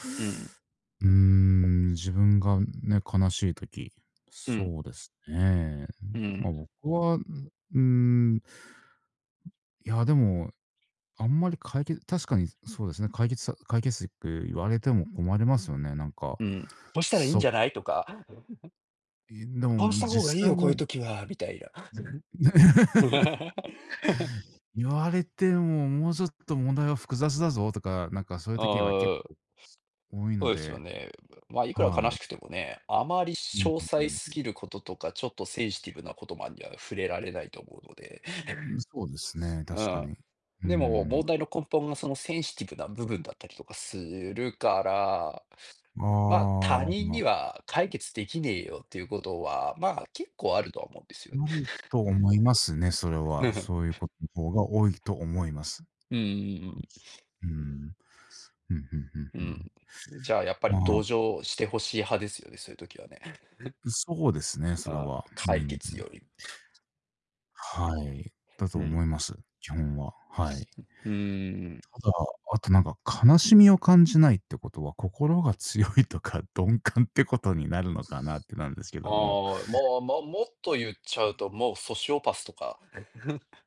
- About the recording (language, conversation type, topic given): Japanese, unstructured, 悲しみを感じない人は変だと思いますか？
- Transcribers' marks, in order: tapping; chuckle; unintelligible speech; laugh; chuckle; laugh; chuckle; chuckle; other noise; chuckle; laughing while speaking: "強いとか、鈍感"; other background noise; chuckle